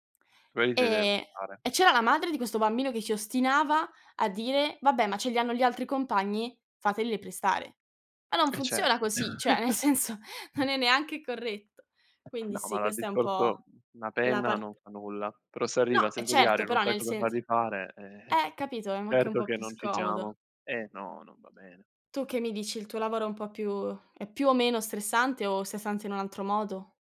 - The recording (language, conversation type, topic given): Italian, unstructured, Come gestisci lo stress nella tua vita quotidiana?
- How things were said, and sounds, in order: laughing while speaking: "nel senso"; chuckle; other background noise; door; "allora" said as "aloa"